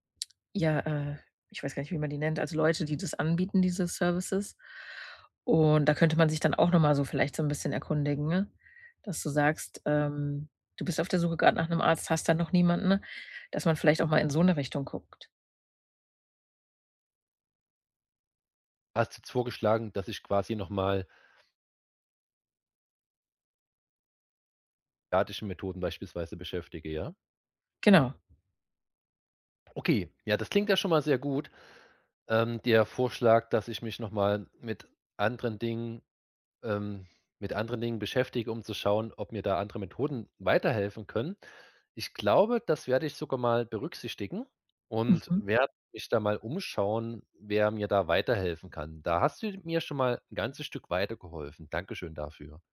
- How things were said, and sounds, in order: other background noise
- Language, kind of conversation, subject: German, advice, Wie beschreibst du deine Angst vor körperlichen Symptomen ohne klare Ursache?